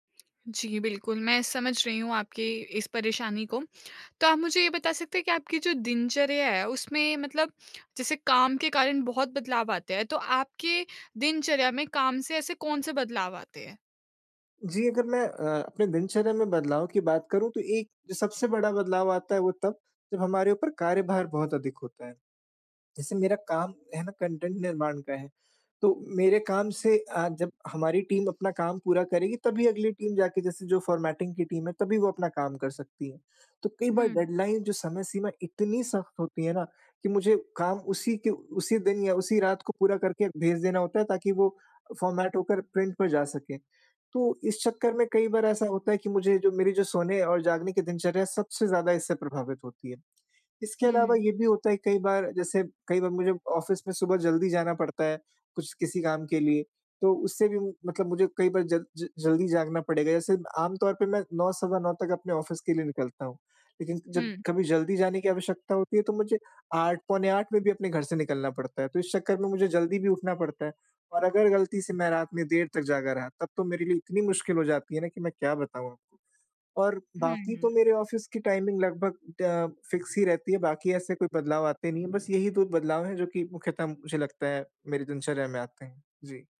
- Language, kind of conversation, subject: Hindi, advice, मैं अपनी सोने-जागने की समय-सारिणी को स्थिर कैसे रखूँ?
- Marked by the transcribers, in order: in English: "कंटेंट"; in English: "टीम"; in English: "टीम"; in English: "फ़ॉर्मेटिंग"; in English: "टीम"; in English: "डेडलाइन"; in English: "फ़ॉर्मेट"; in English: "प्रिंट"; in English: "ऑफ़िस"; in English: "ऑफ़िस"; alarm; in English: "ऑफ़िस"; in English: "टाइमिंग"; in English: "फ़िक्स"